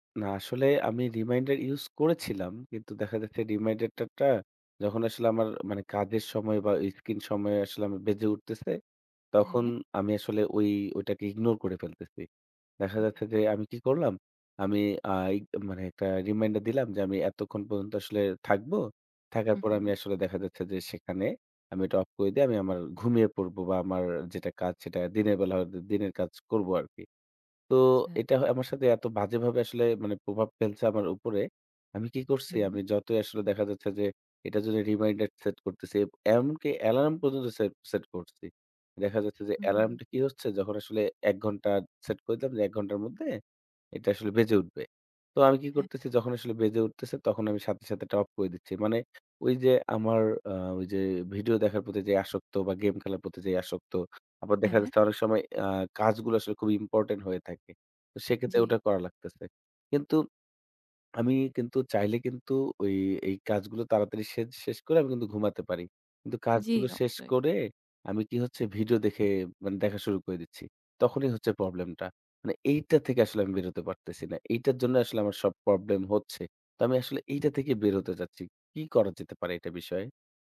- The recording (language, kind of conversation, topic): Bengali, advice, রাতে স্ক্রিন সময় বেশি থাকলে কি ঘুমের সমস্যা হয়?
- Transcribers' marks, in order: other background noise